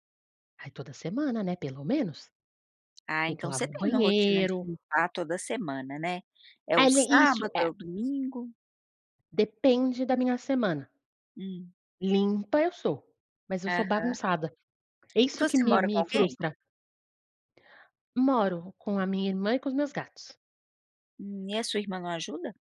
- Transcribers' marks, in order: none
- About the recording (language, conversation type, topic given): Portuguese, advice, Como posso parar de acumular bagunça e criar uma rotina diária de organização?